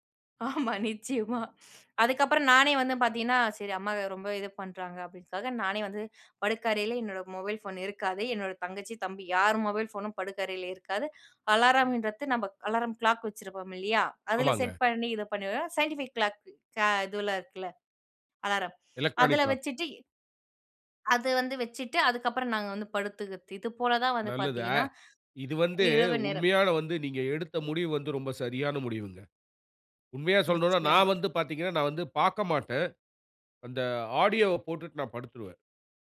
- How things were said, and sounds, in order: laughing while speaking: "ஆமா. நிச்சயமா"; in English: "சைன்டிஃபிக் கிளாக்"; in English: "எலக்ட்ரானிக் க்ளாக்கு"
- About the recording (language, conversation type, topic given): Tamil, podcast, நள்ளிரவிலும் குடும்ப நேரத்திலும் நீங்கள் தொலைபேசியை ஓரமாக வைத்து விடுவீர்களா, இல்லையெனில் ஏன்?